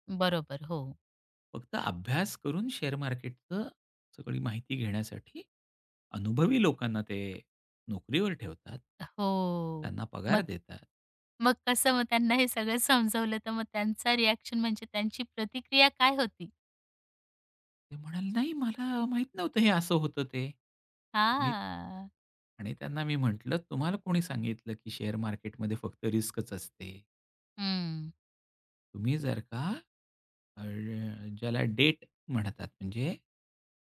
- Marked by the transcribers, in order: in English: "शेअर"; in English: "रिअ‍ॅक्शन"; surprised: "ते म्हणाले, नाही, मला माहीत नव्हतं हे असं होतं ते"; drawn out: "हां"; tapping; in English: "शेअर"; in English: "रिस्कच"; in English: "डेब्ट"
- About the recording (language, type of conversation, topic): Marathi, podcast, इतरांचं ऐकूनही ठाम कसं राहता?